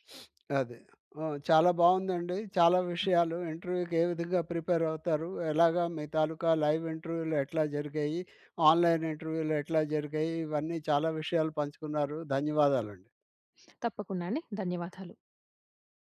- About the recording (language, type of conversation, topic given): Telugu, podcast, ఇంటర్వ్యూకి ముందు మీరు ఎలా సిద్ధమవుతారు?
- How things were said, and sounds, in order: sniff; in English: "ఇంటర్వ్యూ‌కి"; other background noise; in English: "ప్రిపేర్"; in English: "లైవ్"; in English: "ఆన్లైన్"; tapping